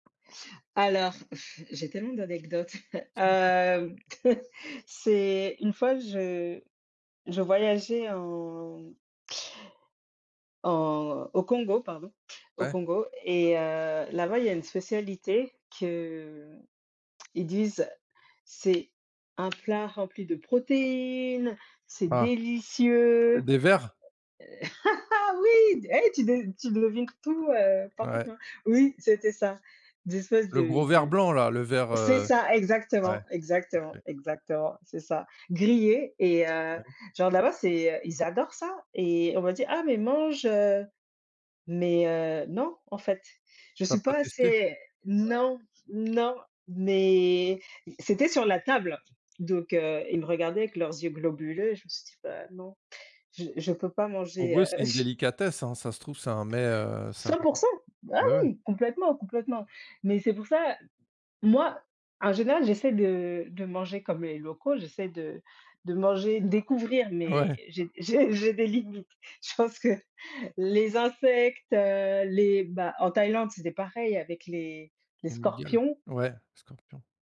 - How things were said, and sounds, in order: blowing; other background noise; chuckle; tapping; stressed: "protéines"; stressed: "délicieux"; laugh; laughing while speaking: "j'ai j'ai des limites. Je pense que"
- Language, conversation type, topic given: French, unstructured, As-tu une anecdote drôle liée à un repas ?
- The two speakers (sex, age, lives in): female, 35-39, Spain; male, 45-49, France